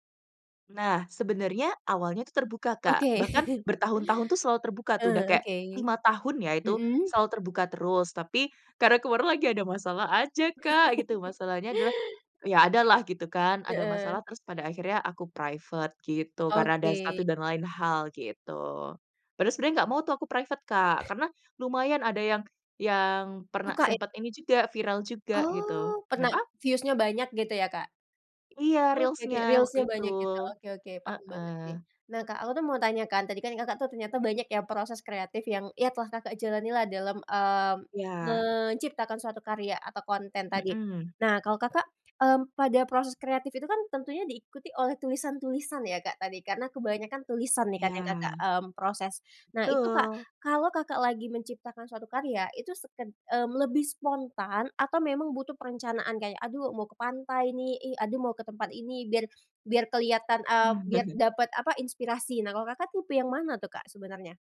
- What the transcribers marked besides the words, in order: laughing while speaking: "Oke"; other background noise; tapping; laughing while speaking: "karena kemarin lagi ada masalah aja Kak"; in English: "private"; in English: "private"; in English: "views-nya"; chuckle
- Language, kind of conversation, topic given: Indonesian, podcast, Bagaimana kamu menemukan suara atau gaya kreatifmu sendiri?